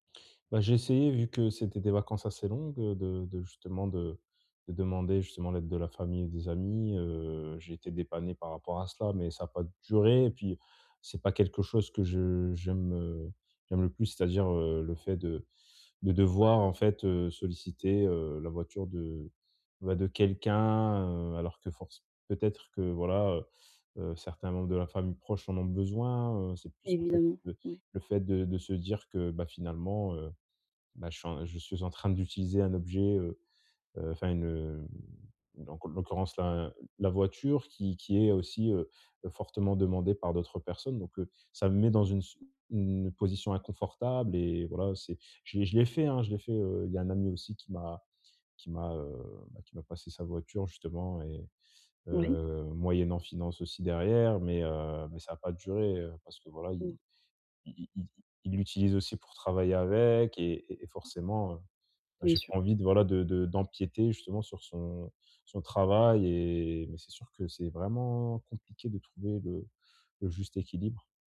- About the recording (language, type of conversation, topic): French, advice, Comment gérer les difficultés logistiques lors de mes voyages ?
- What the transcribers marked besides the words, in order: tapping